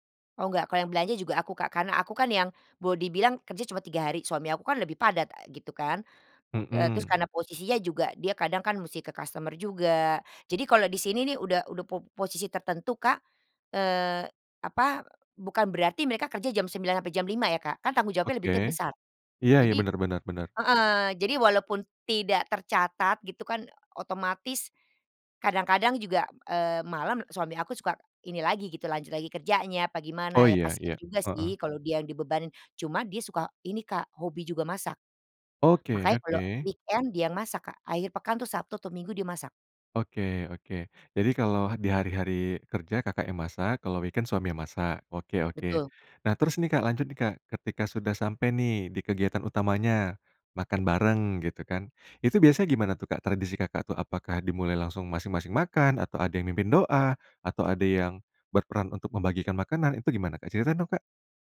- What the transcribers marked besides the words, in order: in English: "weekend"; in English: "weekend"
- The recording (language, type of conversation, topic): Indonesian, podcast, Bagaimana tradisi makan bersama keluarga di rumahmu?